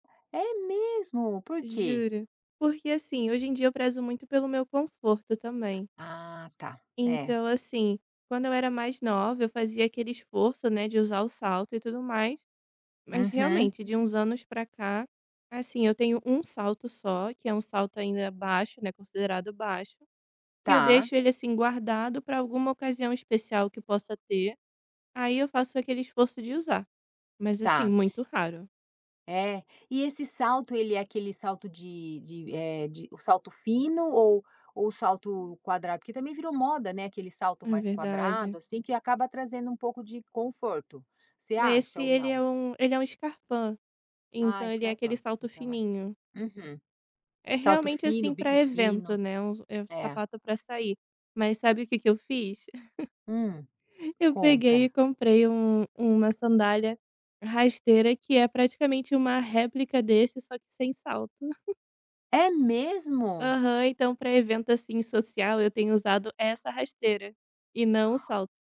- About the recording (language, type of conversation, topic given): Portuguese, podcast, Como você descreveria seu estilo pessoal, sem complicar muito?
- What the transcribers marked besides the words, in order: in Italian: "scarpa"; in Italian: "scarpa"; chuckle; chuckle